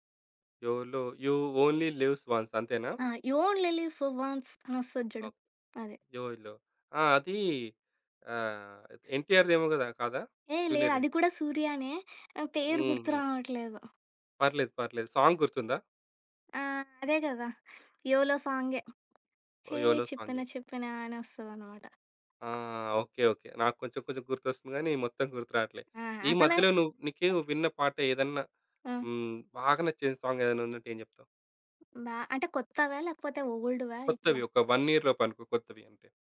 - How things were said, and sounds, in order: in English: "యు ఓన్లీ లివ్స్ వన్స్'"; in English: "యు ఓన్లి లివ్స్ ఫర్ వన్స్"; other background noise; in English: "జూనియర్"; tapping; in English: "సాంగ్"; singing: "హేయ్! చెప్పన చెప్పన"; in English: "సాంగ్"; in English: "ఓల్డ్‌వా"; in English: "వన్ ఇయర్‌లోపనుకో"
- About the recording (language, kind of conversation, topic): Telugu, podcast, ఏ పాటలు మీ మనస్థితిని వెంటనే మార్చేస్తాయి?